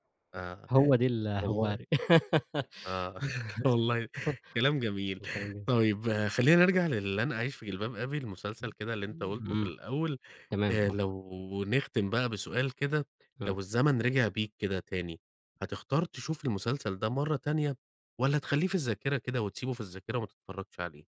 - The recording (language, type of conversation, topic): Arabic, podcast, إيه الفيلم أو المسلسل اللي أثّر فيك وليه؟
- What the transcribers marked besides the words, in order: chuckle; laugh; unintelligible speech; other noise